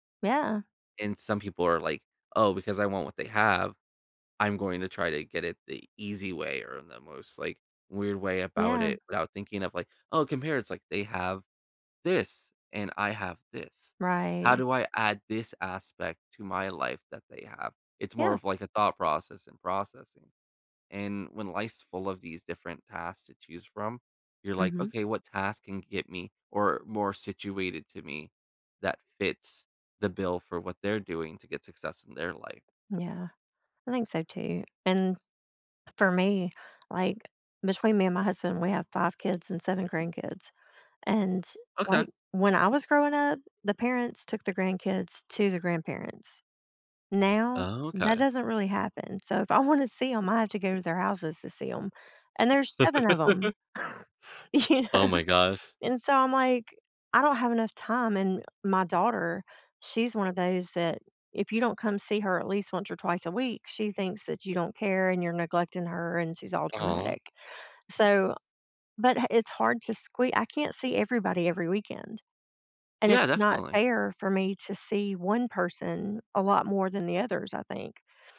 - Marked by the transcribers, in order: other background noise; laugh; laughing while speaking: "you know"
- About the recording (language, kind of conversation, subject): English, unstructured, How can I make space for personal growth amid crowded tasks?